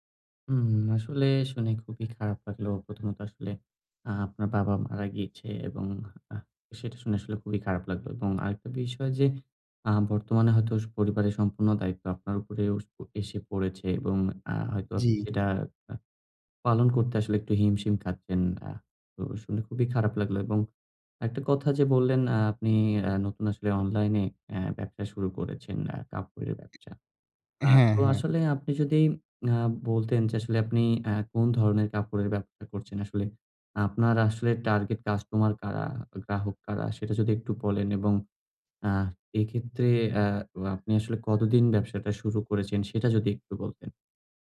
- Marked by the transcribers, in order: other background noise
- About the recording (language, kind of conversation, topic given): Bengali, advice, আমি কীভাবে দ্রুত নতুন গ্রাহক আকর্ষণ করতে পারি?